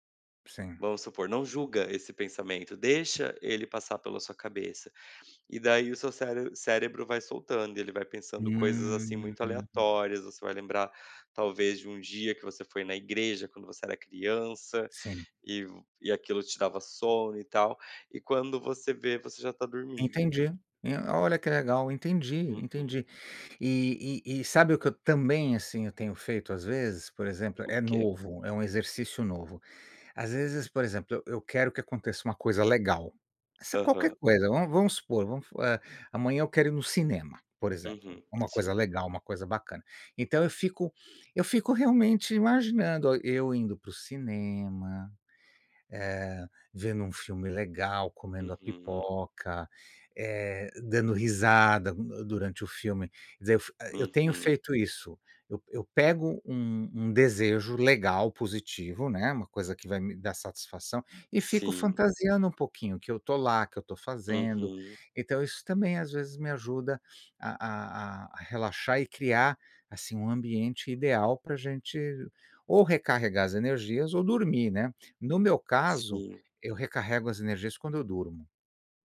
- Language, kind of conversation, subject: Portuguese, unstructured, Qual é o seu ambiente ideal para recarregar as energias?
- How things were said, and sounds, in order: tapping